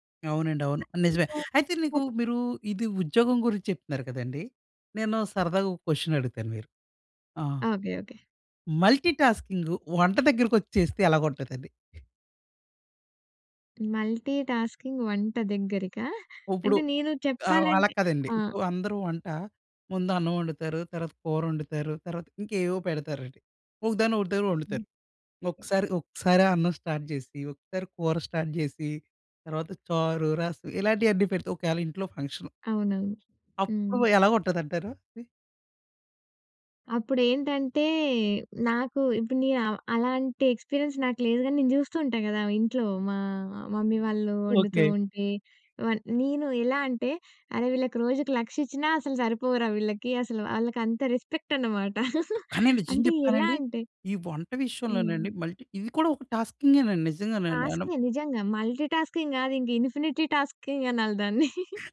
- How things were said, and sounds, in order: unintelligible speech; other background noise; in English: "క్వశ్చన్"; in English: "మల్టీ"; tapping; in English: "మల్టీ టాస్కింగ్"; in English: "స్టార్ట్"; in English: "స్టార్ట్"; in English: "ఫంక్షన్"; in English: "ఎక్స్‌పీరియన్స్"; in English: "మమ్మీ"; laugh; in English: "మల్టీ"; unintelligible speech; in English: "మల్టీ టాస్కింగ్"; in English: "ఇన్ఫినిటీ టాస్కింగ్"; laugh
- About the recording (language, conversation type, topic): Telugu, podcast, మల్టీటాస్కింగ్ చేయడం మానేసి మీరు ఏకాగ్రతగా పని చేయడం ఎలా అలవాటు చేసుకున్నారు?